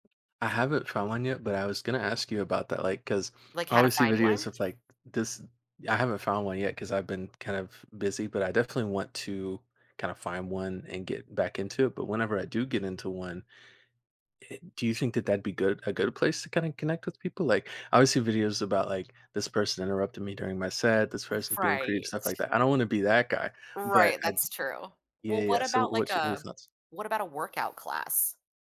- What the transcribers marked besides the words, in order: other background noise; tapping
- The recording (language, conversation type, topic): English, advice, How can I make new friends and feel settled after moving to a new city?